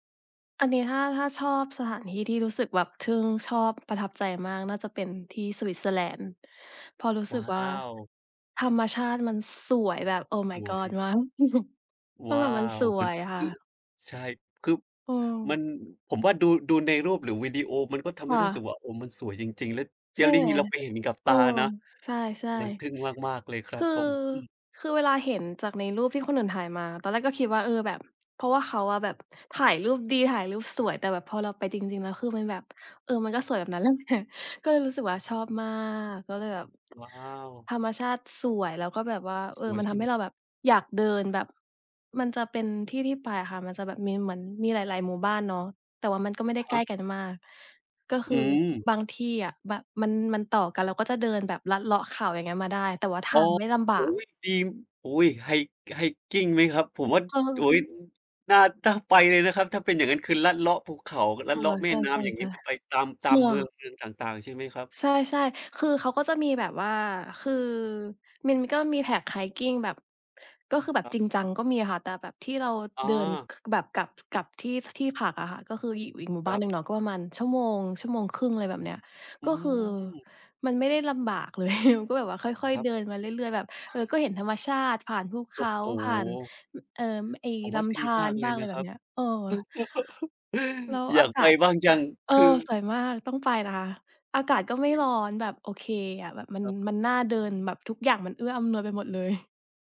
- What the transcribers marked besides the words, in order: stressed: "สวย"; in English: "Oh my God"; chuckle; laughing while speaking: "นั่นแหละ"; tapping; in English: "hi hiking"; in English: "trek hiking"; laughing while speaking: "เลย"; laugh; other noise
- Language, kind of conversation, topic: Thai, unstructured, สถานที่ไหนที่ทำให้คุณรู้สึกทึ่งมากที่สุด?